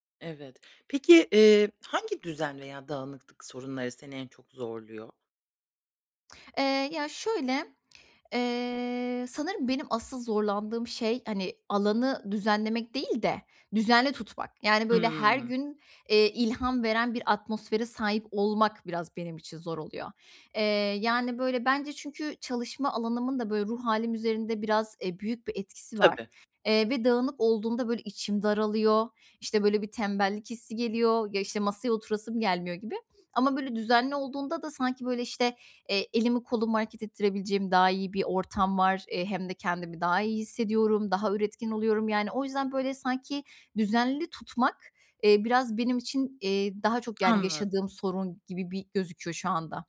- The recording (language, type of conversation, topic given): Turkish, advice, Yaratıcı çalışma alanımı her gün nasıl düzenli, verimli ve ilham verici tutabilirim?
- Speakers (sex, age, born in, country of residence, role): female, 25-29, Turkey, Poland, user; female, 30-34, Turkey, Germany, advisor
- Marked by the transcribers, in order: other background noise; lip smack